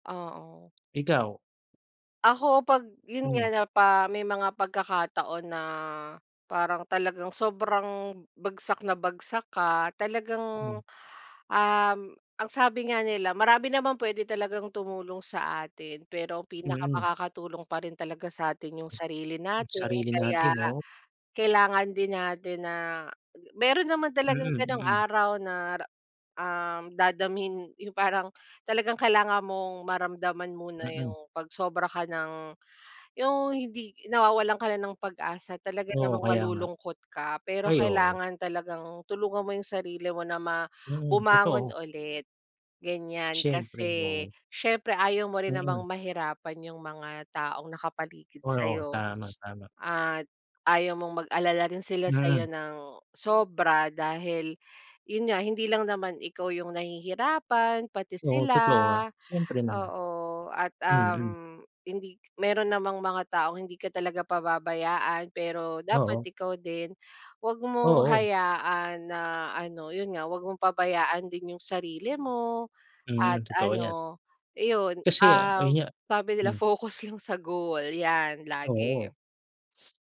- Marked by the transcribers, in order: tapping; other background noise; sniff; drawn out: "sila"; laughing while speaking: "Focus lang sa"; sniff
- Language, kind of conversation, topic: Filipino, unstructured, Ano ang nagbibigay sa’yo ng inspirasyon para magpatuloy?